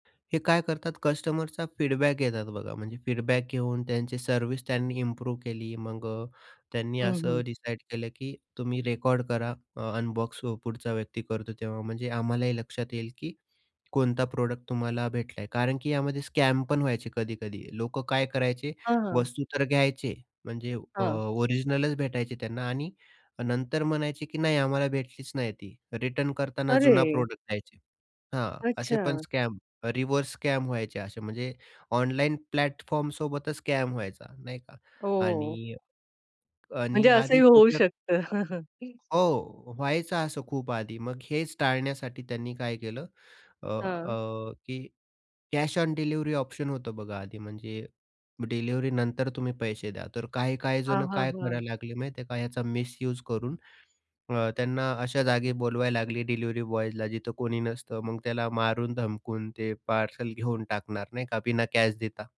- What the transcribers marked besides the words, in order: in English: "फीडबॅक"; in English: "फीडबॅक"; in English: "इम्प्रूव्ह"; in English: "प्रॉडक्ट"; in English: "स्कॅमपण"; in English: "प्रॉडक्ट"; in English: "स्कॅम रिव्हर्स स्कॅम"; in English: "प्लॅटफॉर्म"; in English: "स्कॅम"; tapping; chuckle; in English: "मिसयूज"; other background noise
- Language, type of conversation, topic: Marathi, podcast, ऑनलाइन खरेदी करताना तुम्हाला कोणत्या सोयी वाटतात आणि कोणते त्रास होतात?